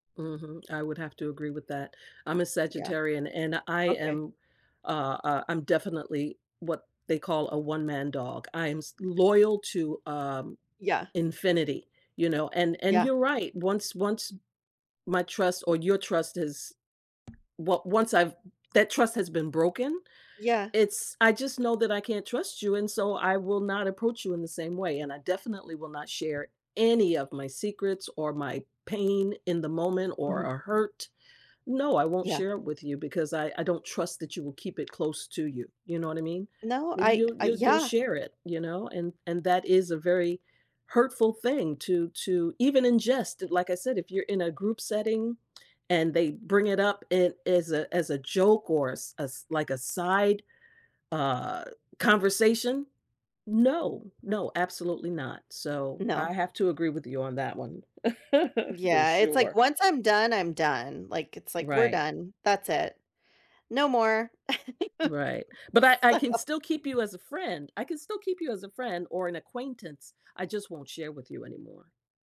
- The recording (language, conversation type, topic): English, unstructured, What qualities do you value most in a friend?
- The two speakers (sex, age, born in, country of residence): female, 40-44, United States, United States; female, 60-64, United States, United States
- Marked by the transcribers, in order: distorted speech; tapping; stressed: "any"; other background noise; chuckle; laugh; laughing while speaking: "So"